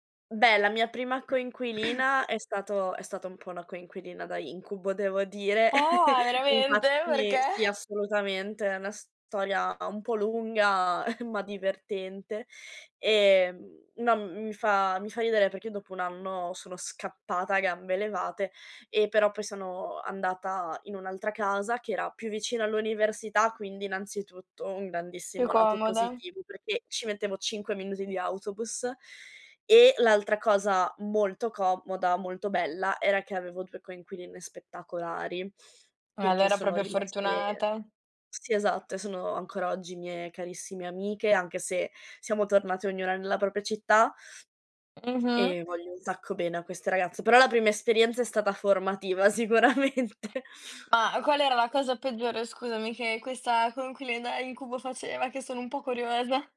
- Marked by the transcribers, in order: throat clearing; laugh; chuckle; laughing while speaking: "sicuramente"
- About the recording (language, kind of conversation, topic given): Italian, podcast, C’è un momento in cui ti sei sentito/a davvero coraggioso/a?